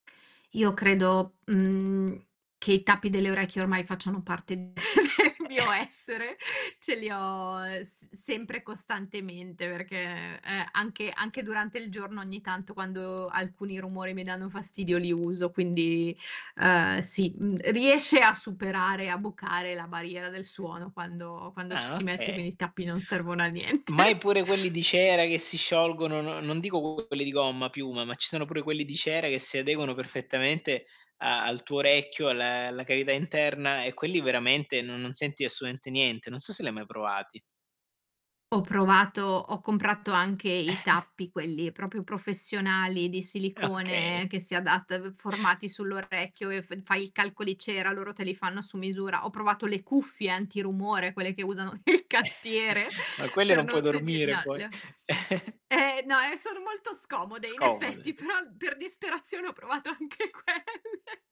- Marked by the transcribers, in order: static; laughing while speaking: "del mio essere"; chuckle; chuckle; distorted speech; chuckle; "proprio" said as "propio"; chuckle; laughing while speaking: "nel cantiere per non sent"; chuckle; laughing while speaking: "sono molto scomode, in effetti, però per disperazione ho provato anche quelle"
- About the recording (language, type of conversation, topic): Italian, advice, Come gestite i conflitti di coppia dovuti al russamento o ai movimenti notturni?